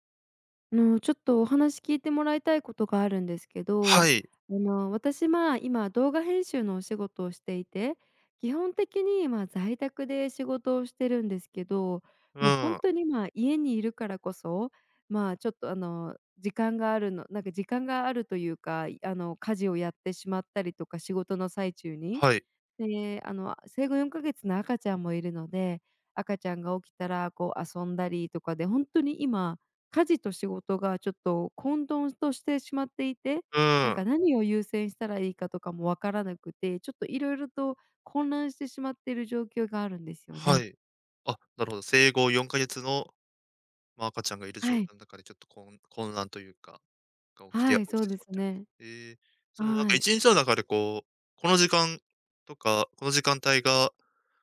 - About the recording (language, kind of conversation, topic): Japanese, advice, 仕事と家事の両立で自己管理がうまくいかないときはどうすればよいですか？
- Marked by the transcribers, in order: none